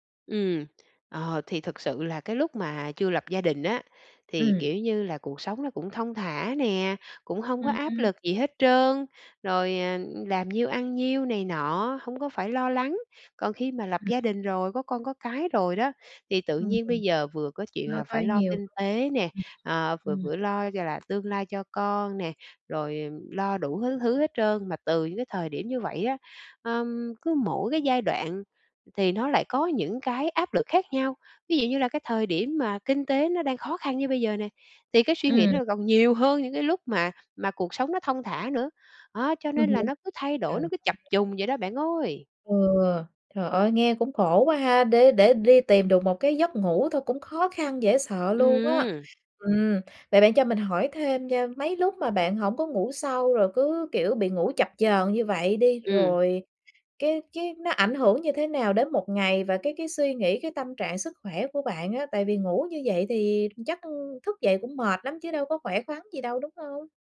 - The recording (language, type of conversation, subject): Vietnamese, advice, Khó ngủ vì suy nghĩ liên tục về tương lai
- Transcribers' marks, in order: tapping; unintelligible speech; unintelligible speech